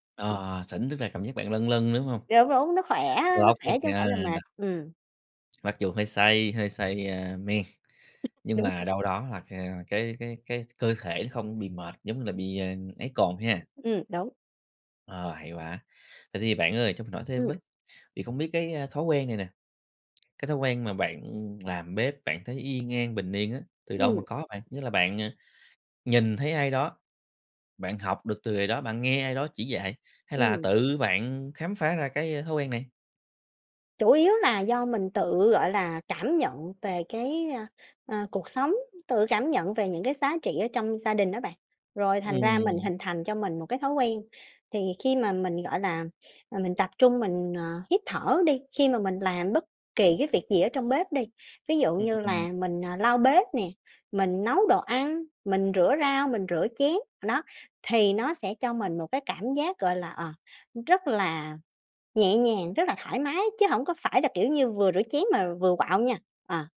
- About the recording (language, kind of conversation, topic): Vietnamese, podcast, Bạn có thói quen nào trong bếp giúp bạn thấy bình yên?
- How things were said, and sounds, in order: tapping; chuckle; laughing while speaking: "Đúng"